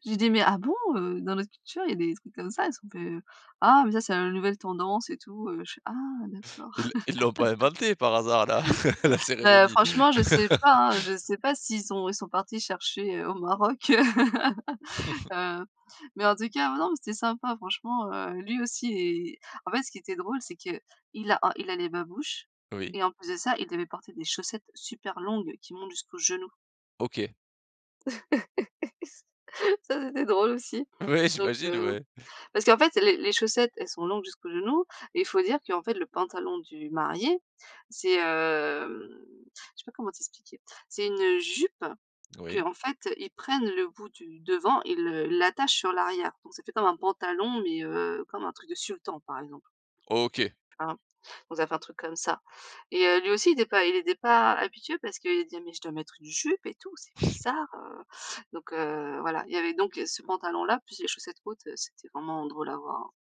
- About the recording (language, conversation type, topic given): French, podcast, Parle-nous de ton mariage ou d’une cérémonie importante : qu’est-ce qui t’a le plus marqué ?
- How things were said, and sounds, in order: laugh; laugh; tapping; laugh; chuckle; laugh; laughing while speaking: "Ça, c'était drôle aussi"; other background noise; laughing while speaking: "Ouais. J'imagine, ouais"; stressed: "jupe"; stressed: "sultan"; unintelligible speech; stressed: "jupe"; stressed: "bizarre"